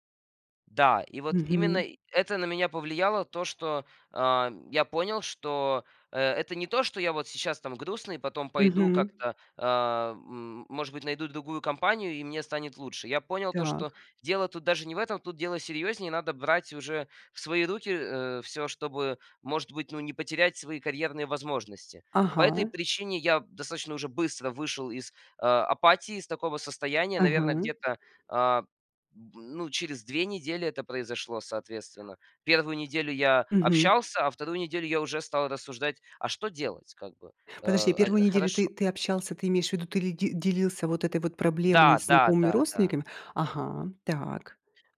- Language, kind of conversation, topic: Russian, podcast, Что делать при эмоциональном выгорании на работе?
- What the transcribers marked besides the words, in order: tapping; other background noise